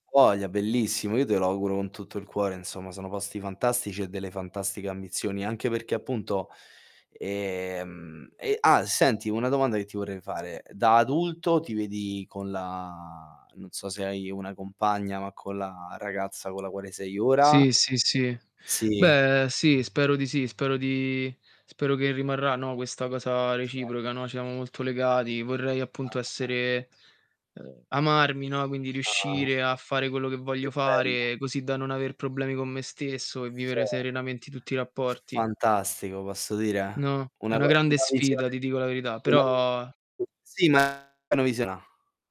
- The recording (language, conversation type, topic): Italian, unstructured, Come immagini la tua vita ideale da adulto?
- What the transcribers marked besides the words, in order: tapping; bird; other background noise; "siamo" said as "ciamo"; distorted speech; unintelligible speech; "cioè" said as "ceh"; unintelligible speech